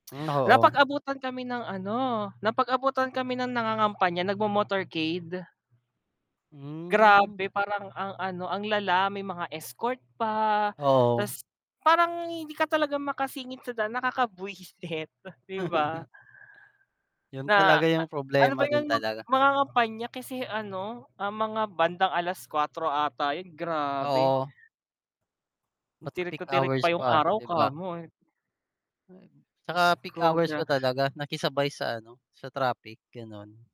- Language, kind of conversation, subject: Filipino, unstructured, Ano ang masasabi mo sa mga pulitikong gumagamit ng takot para makuha ang boto ng mga tao?
- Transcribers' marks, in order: mechanical hum; tapping; dog barking; other background noise; chuckle